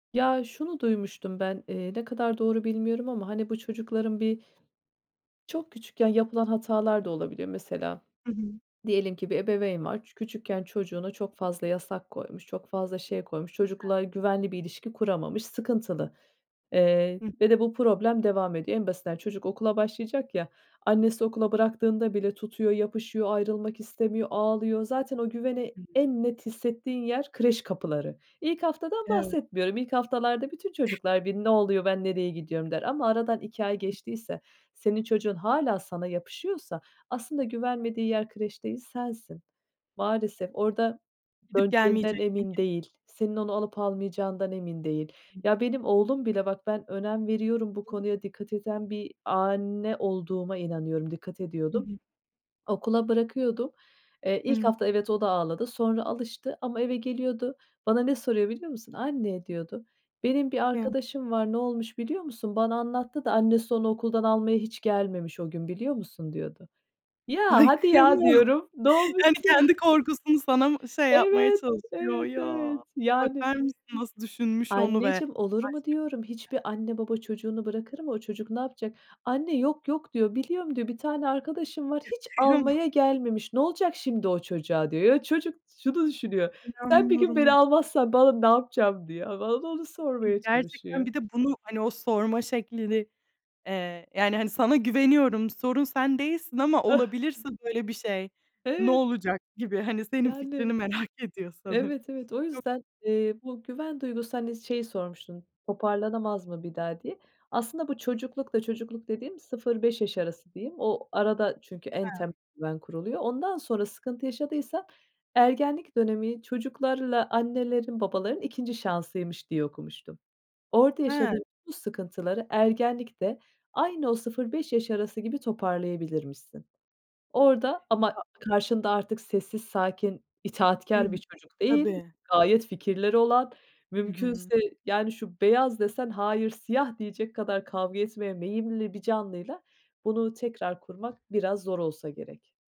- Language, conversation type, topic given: Turkish, podcast, Ebeveyn-çocuk ilişkisini güven üzerine kurmak için neler yapılmalıdır?
- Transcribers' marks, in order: unintelligible speech; other background noise; tapping; laughing while speaking: "kıyamam"; laughing while speaking: "Ne olmuşsun?"; unintelligible speech; chuckle; laughing while speaking: "merak"; unintelligible speech; "meyilli" said as "meyimli"